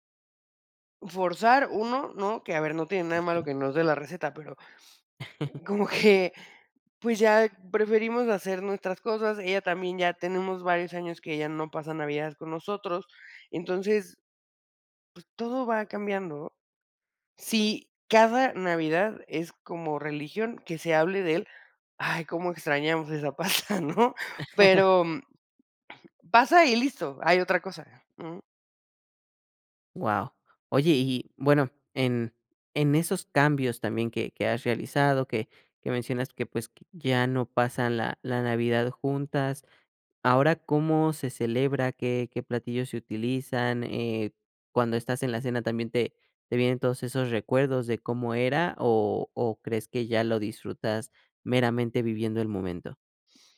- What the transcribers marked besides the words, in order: laugh; laughing while speaking: "pasta!"; laugh; cough
- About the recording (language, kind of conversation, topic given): Spanish, podcast, ¿Qué platillo te trae recuerdos de celebraciones pasadas?